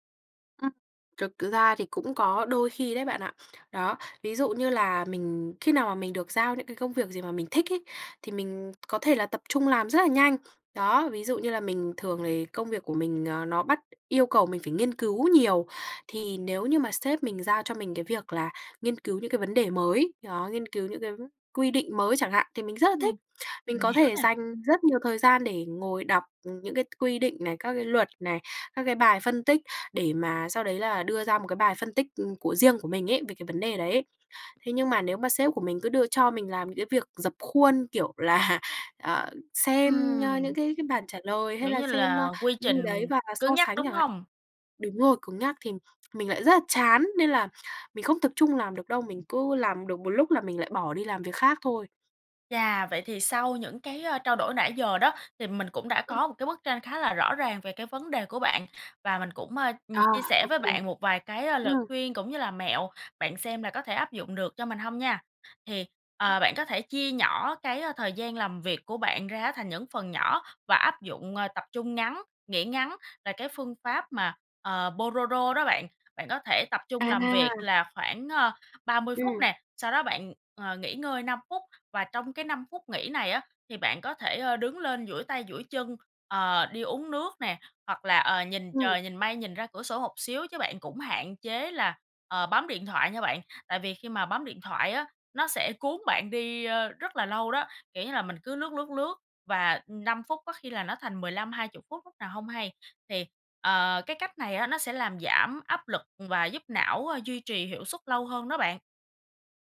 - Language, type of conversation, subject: Vietnamese, advice, Làm thế nào để tôi có thể tập trung làm việc lâu hơn?
- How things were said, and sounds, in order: tapping; laughing while speaking: "là"; other background noise; "Pomodoro" said as "Pô đô rô"